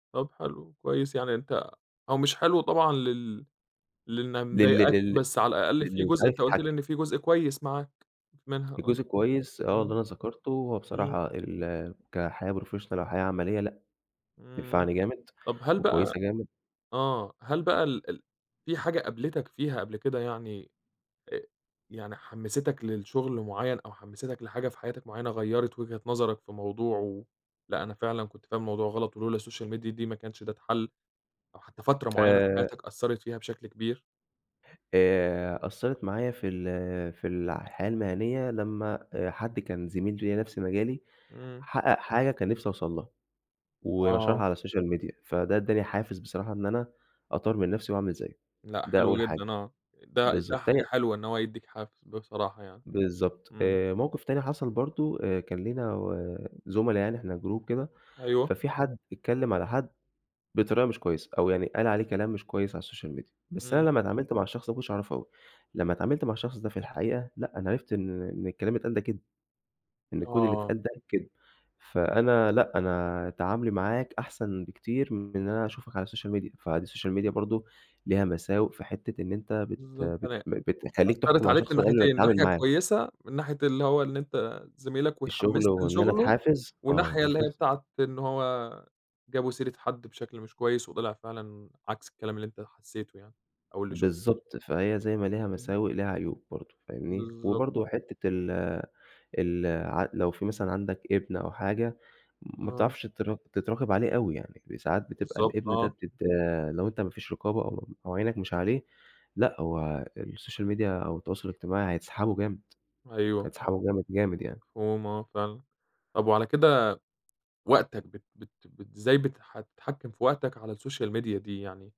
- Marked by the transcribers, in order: in English: "professional"; in English: "الSocial Media"; tapping; in English: "الSocial Media"; in English: "group"; in English: "الSocial Media"; in English: "الSocial Media"; in English: "الSocial Media"; other noise; other background noise; in English: "الSocial Media"; in English: "الSocial Media"
- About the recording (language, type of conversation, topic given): Arabic, podcast, احكيلي عن تجربتك مع مواقع التواصل الاجتماعي؟